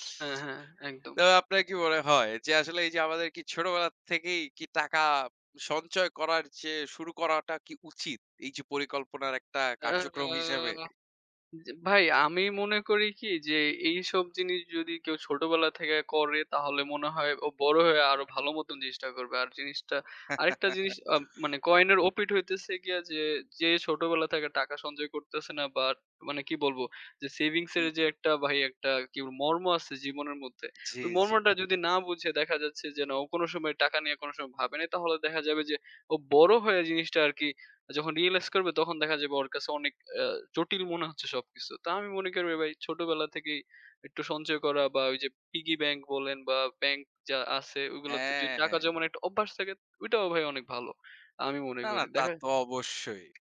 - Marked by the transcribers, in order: chuckle
- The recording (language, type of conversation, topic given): Bengali, unstructured, টাকা নিয়ে ভবিষ্যৎ পরিকল্পনা করা কেন গুরুত্বপূর্ণ?